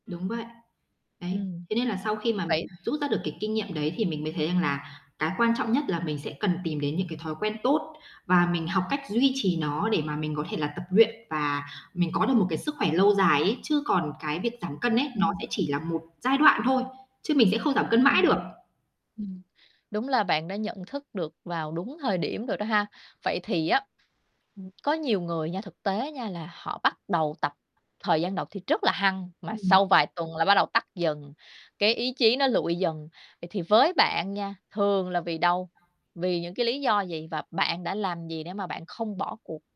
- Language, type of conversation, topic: Vietnamese, podcast, Bạn làm thế nào để duy trì động lực tập luyện về lâu dài?
- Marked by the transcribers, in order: tapping; distorted speech; other background noise; static